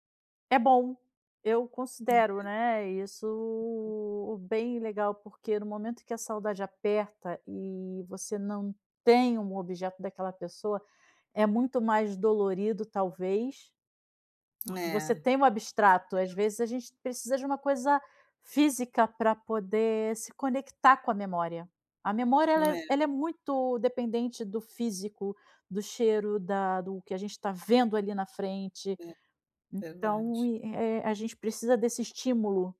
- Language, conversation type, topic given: Portuguese, advice, Como posso me desapegar de objetos com valor sentimental?
- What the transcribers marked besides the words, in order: tapping; drawn out: "isso"